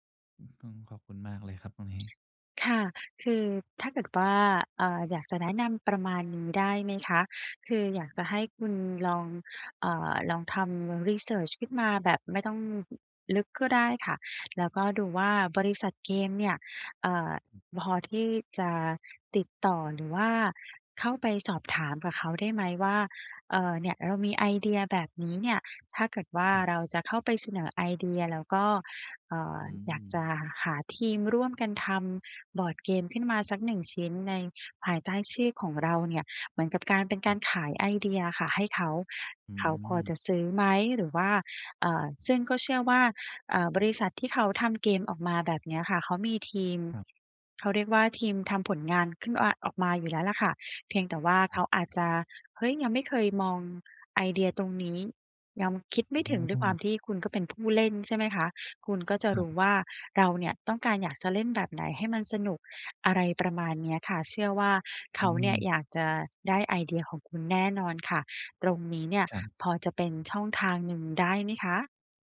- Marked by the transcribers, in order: tapping; other noise
- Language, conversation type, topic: Thai, advice, จะรักษาแรงจูงใจในการทำตามเป้าหมายระยะยาวได้อย่างไรเมื่อรู้สึกท้อใจ?